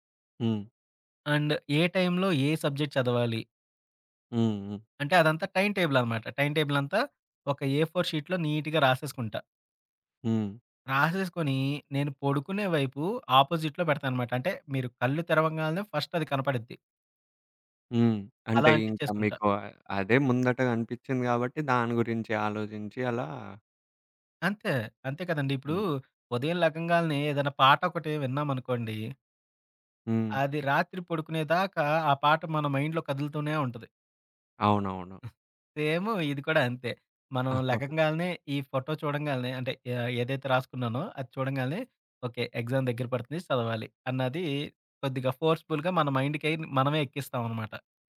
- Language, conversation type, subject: Telugu, podcast, ఫ్లోలోకి మీరు సాధారణంగా ఎలా చేరుకుంటారు?
- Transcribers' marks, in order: in English: "అండ్"; in English: "సబ్జెక్ట్"; in English: "టైమ్ టేబుల్"; in English: "టైమ్ టేబుల్"; in English: "ఏ ఫోర్ షీట్‌లో నీట్‌గా"; in English: "ఆపోజిట్‌లో"; in English: "ఫస్ట్"; tapping; other background noise; in English: "మైండ్‌లో"; chuckle; in English: "ఫోటో"; in English: "ఎగ్జామ్"; in English: "ఫోర్స్‌బుల్‌గా"; in English: "మైండ్‌కై"